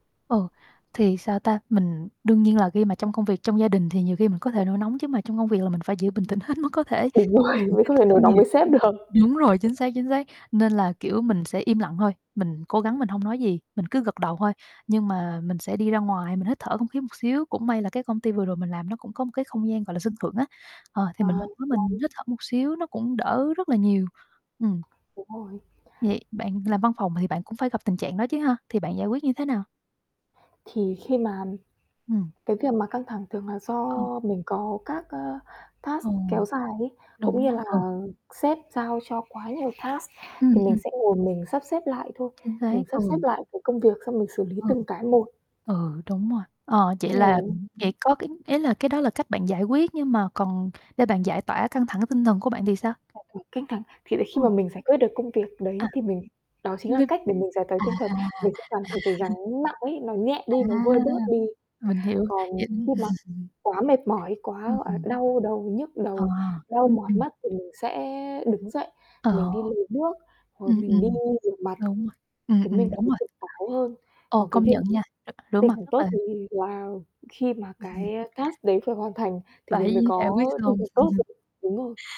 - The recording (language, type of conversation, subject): Vietnamese, unstructured, Bạn thường làm gì khi cảm thấy căng thẳng?
- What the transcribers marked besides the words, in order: other background noise; tapping; laughing while speaking: "rồi"; laughing while speaking: "hết mức có thể"; distorted speech; laughing while speaking: "được"; static; in English: "task"; in English: "task"; laughing while speaking: "à"; chuckle; in English: "task"; chuckle; chuckle